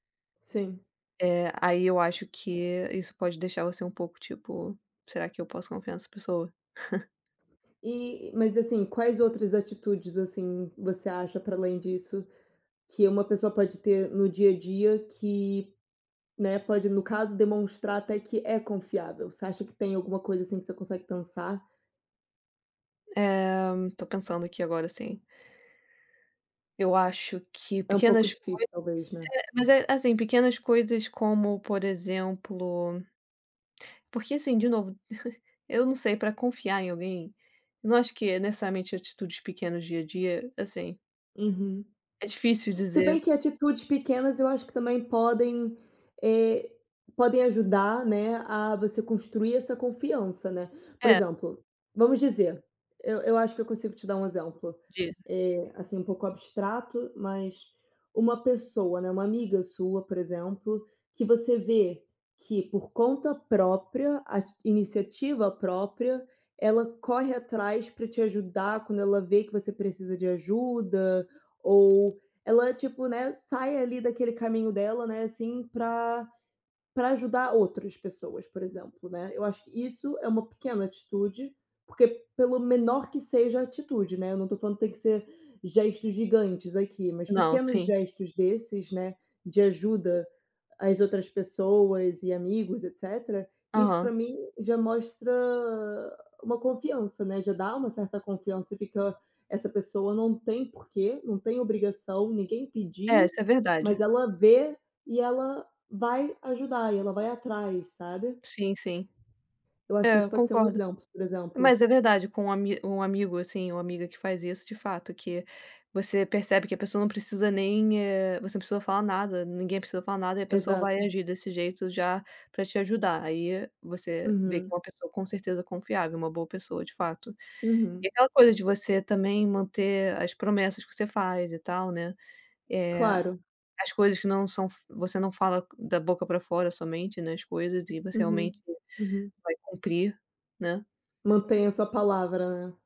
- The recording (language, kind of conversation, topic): Portuguese, unstructured, O que faz alguém ser uma pessoa confiável?
- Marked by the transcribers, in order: other background noise; chuckle; chuckle; tapping